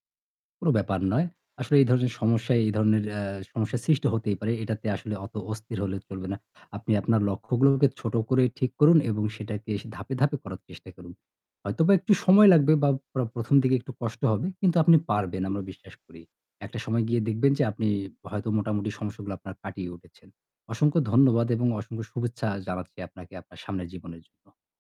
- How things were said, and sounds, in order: static
- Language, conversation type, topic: Bengali, advice, আর্থিক চাপ কীভাবে আপনার জীবনযাপন ও মানসিক স্বাস্থ্যে প্রভাব ফেলছে?